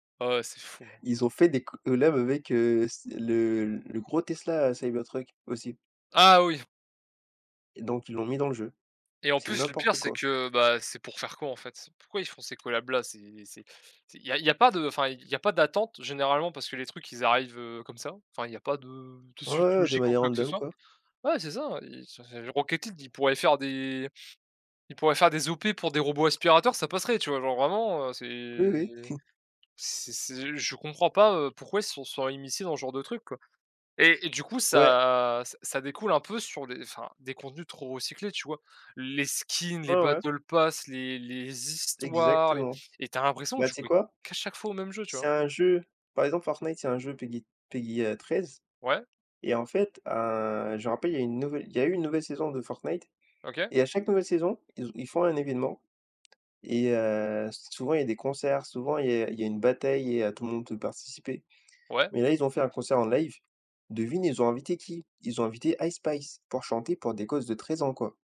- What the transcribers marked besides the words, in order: tapping; chuckle; in English: "battle Pass"
- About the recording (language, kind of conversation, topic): French, unstructured, Qu’est-ce qui te frustre le plus dans les jeux vidéo aujourd’hui ?